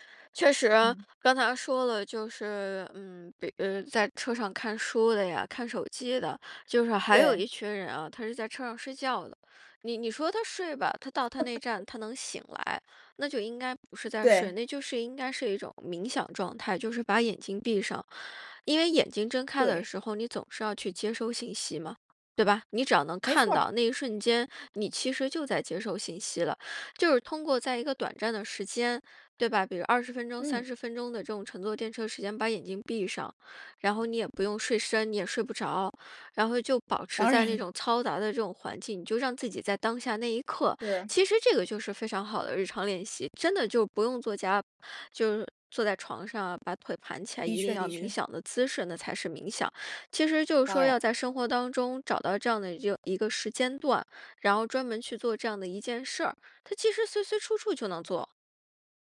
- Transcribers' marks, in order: laugh; other background noise; laughing while speaking: "当然了"
- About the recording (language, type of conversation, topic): Chinese, podcast, 如何在通勤途中练习正念？